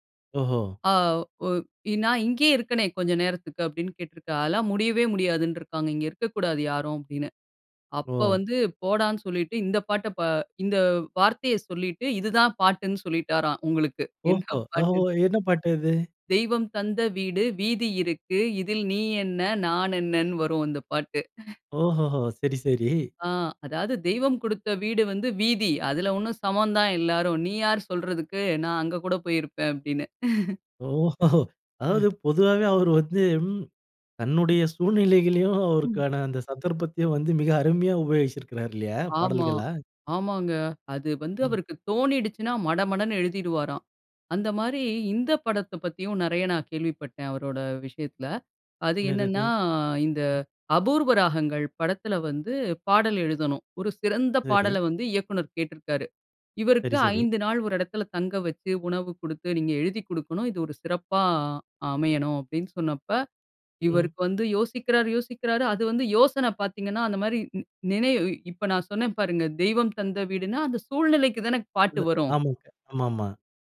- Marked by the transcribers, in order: laughing while speaking: "என்ன பாட்டுன்னு"; surprised: "ஒஹொஹோ! என்ன பாட்டு அது?"; chuckle; chuckle; laughing while speaking: "ஓஹொஹோ! அதாவது பொதுவாவே அவர் வந்து … உபயோகிச்சிருக்காரு இல்லையா? பாடல்களா"
- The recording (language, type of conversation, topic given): Tamil, podcast, படம், பாடல் அல்லது ஒரு சம்பவம் மூலம் ஒரு புகழ்பெற்றவர் உங்கள் வாழ்க்கையை எப்படிப் பாதித்தார்?